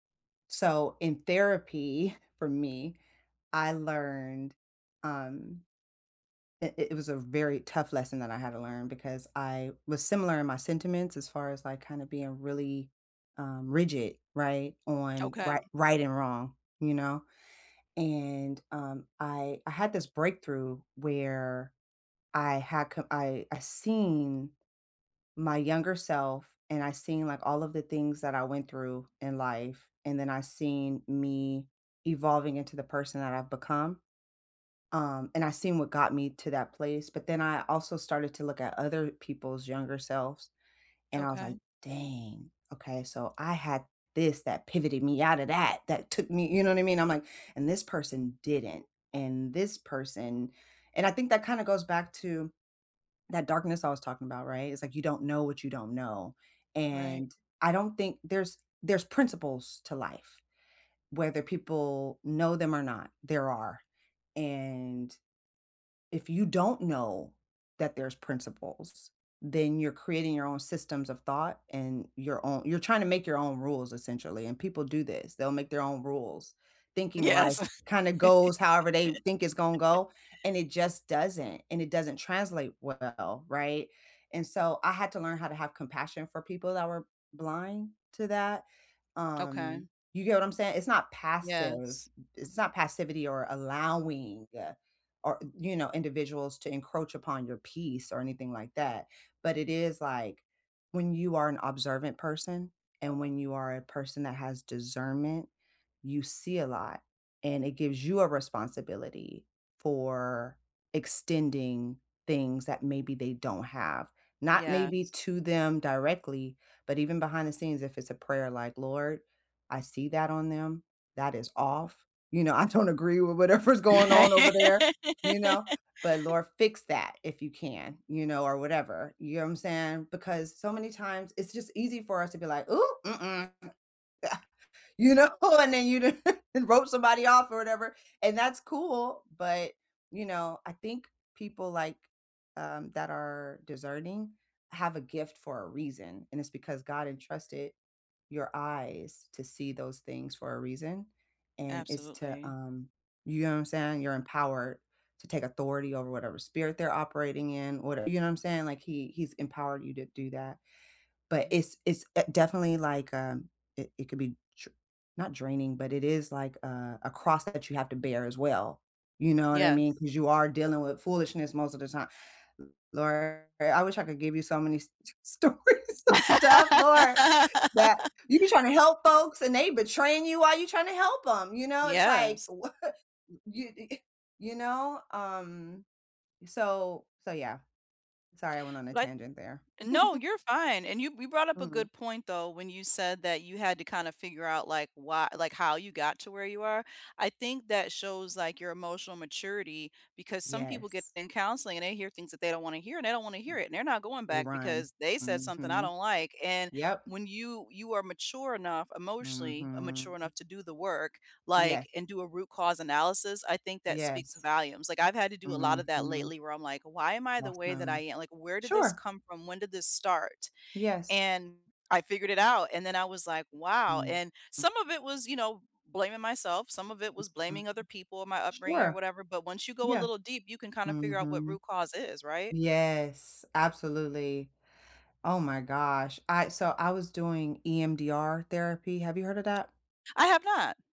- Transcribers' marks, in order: laughing while speaking: "Yes"; laugh; stressed: "allowing"; laughing while speaking: "I don't agree with whatever's going on over there"; laugh; other background noise; chuckle; laughing while speaking: "you know?"; chuckle; laugh; laughing while speaking: "stories of stuff, Lord"; laughing while speaking: "wha"; chuckle; drawn out: "Mhm"; tapping
- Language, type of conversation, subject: English, unstructured, What’s the biggest surprise you’ve had about learning as an adult?